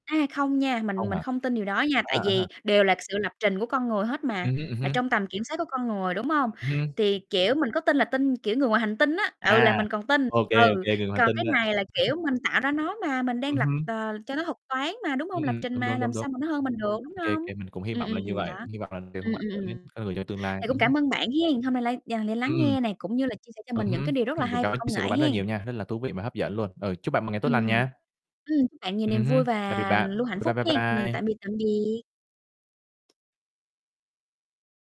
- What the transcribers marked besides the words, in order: distorted speech; other background noise; tapping; chuckle
- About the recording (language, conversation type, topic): Vietnamese, unstructured, Công nghệ có làm cuộc sống của chúng ta dễ dàng hơn không?